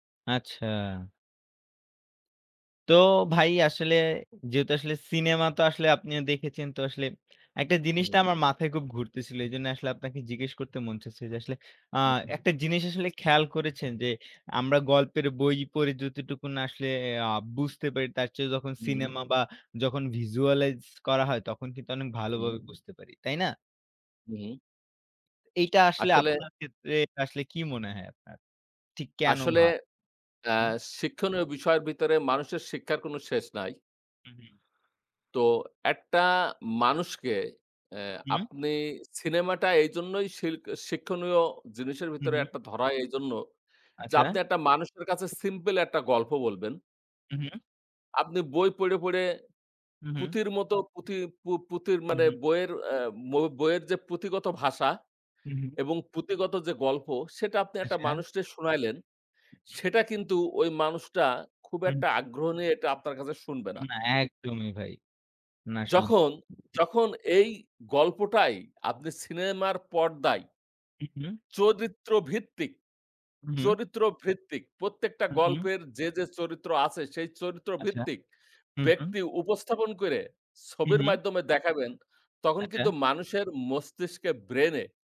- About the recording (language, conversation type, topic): Bengali, unstructured, ছবির মাধ্যমে গল্প বলা কেন গুরুত্বপূর্ণ?
- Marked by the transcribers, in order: lip smack; in English: "visualize"; other background noise; "পড়ে, পড়ে" said as "পইড়ে, পইড়ে"; tapping; horn; "করে" said as "কইরে"; "মাধ্যমে" said as "মাইধ্যমে"